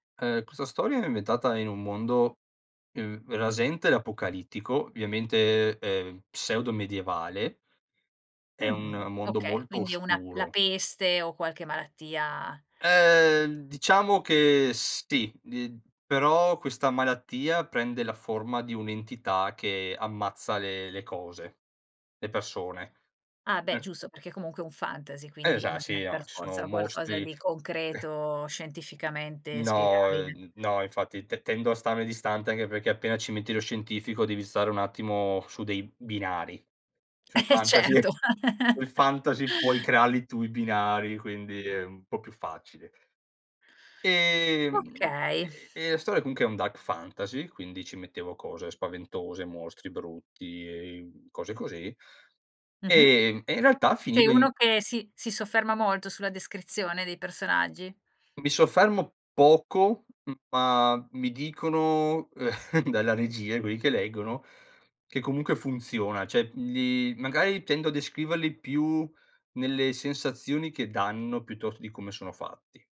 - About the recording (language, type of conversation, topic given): Italian, podcast, Come trasformi un'idea vaga in qualcosa di concreto?
- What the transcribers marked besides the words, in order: unintelligible speech; chuckle; laughing while speaking: "Eh, certo"; chuckle; laughing while speaking: "il fantasy puoi crearli tu i binari"; laugh; chuckle; laughing while speaking: "dalla regia quelli che leggono"